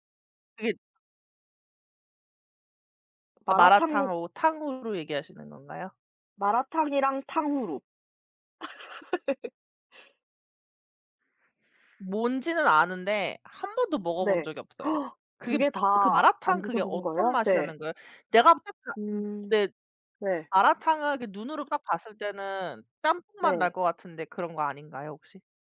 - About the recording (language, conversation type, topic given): Korean, unstructured, 단맛과 짠맛 중 어떤 맛을 더 좋아하시나요?
- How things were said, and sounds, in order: other background noise; tapping; laugh; gasp; unintelligible speech